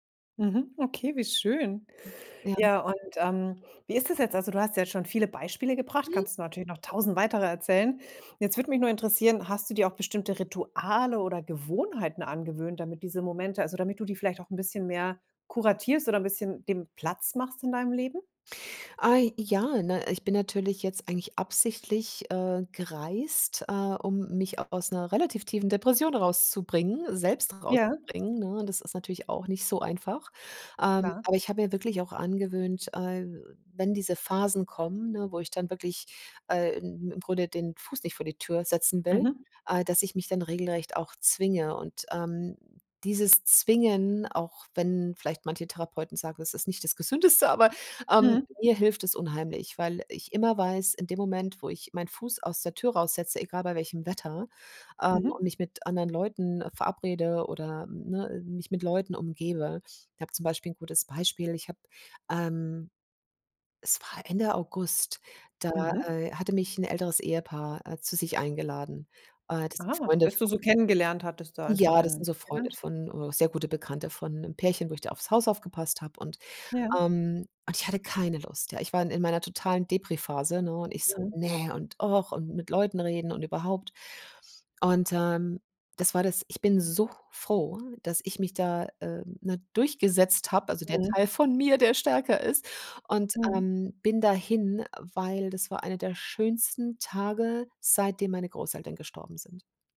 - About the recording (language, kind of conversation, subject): German, podcast, Wie findest du kleine Glücksmomente im Alltag?
- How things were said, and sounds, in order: other noise; put-on voice: "Gesündeste"; stressed: "so froh"; put-on voice: "von mir, der stärker ist"